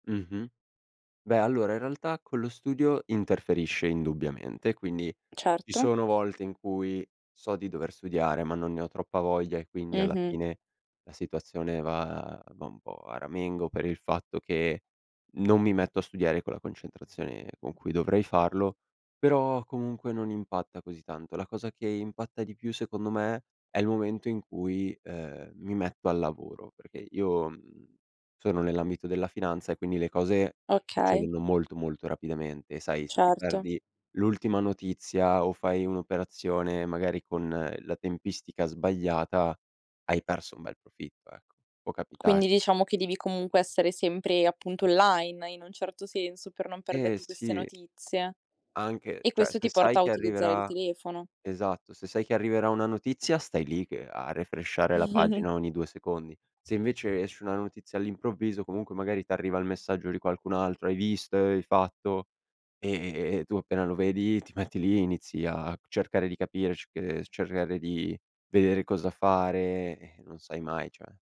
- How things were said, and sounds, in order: tapping; in English: "refreshare"; chuckle
- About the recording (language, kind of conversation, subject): Italian, advice, Quali difficoltà hai a staccarti dal telefono e dai social network?